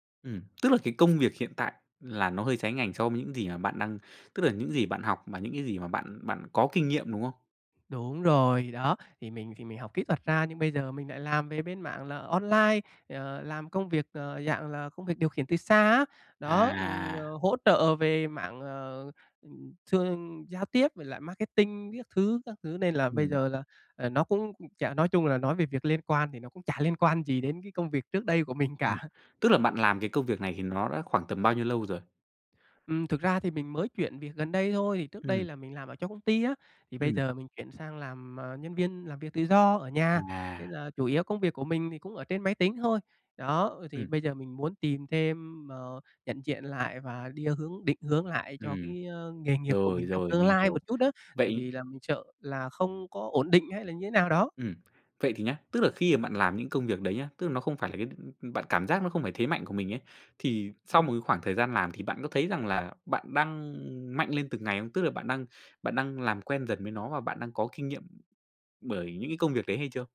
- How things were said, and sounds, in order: tapping
- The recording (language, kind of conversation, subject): Vietnamese, advice, Làm thế nào để tôi nhận diện, chấp nhận và tự tin phát huy điểm mạnh cá nhân của mình?
- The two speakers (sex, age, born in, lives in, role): male, 25-29, Vietnam, Vietnam, advisor; male, 25-29, Vietnam, Vietnam, user